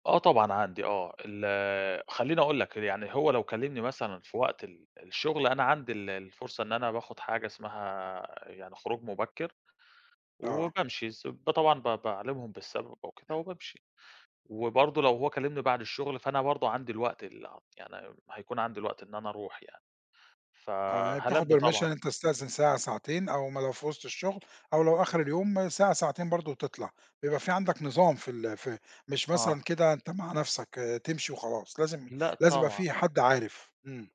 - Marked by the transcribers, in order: in English: "permission"
- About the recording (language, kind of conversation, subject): Arabic, podcast, بتحكيلي عن يوم شغل عادي عندك؟